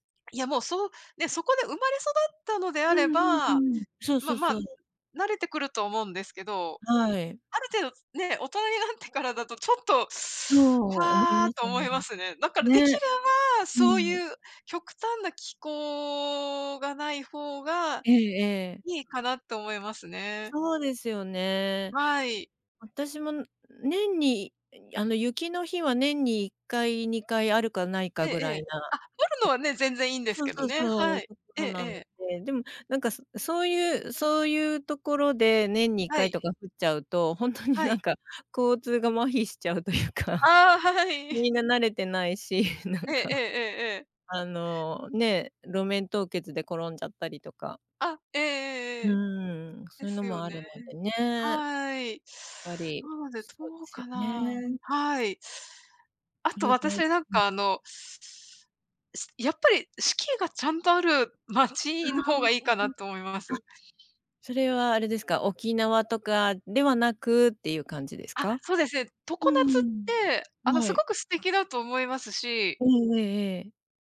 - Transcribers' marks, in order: other noise; unintelligible speech; laughing while speaking: "本当になんか"; laughing while speaking: "しちゃうというか"; chuckle; laughing while speaking: "ないし、なんか"; other background noise
- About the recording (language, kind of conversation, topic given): Japanese, unstructured, 住みやすい街の条件は何だと思いますか？